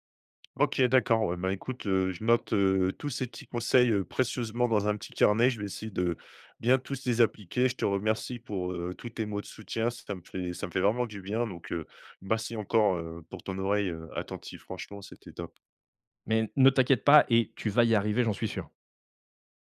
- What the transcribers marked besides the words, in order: other background noise
- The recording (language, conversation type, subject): French, advice, Comment retrouver la motivation après un échec ou un revers ?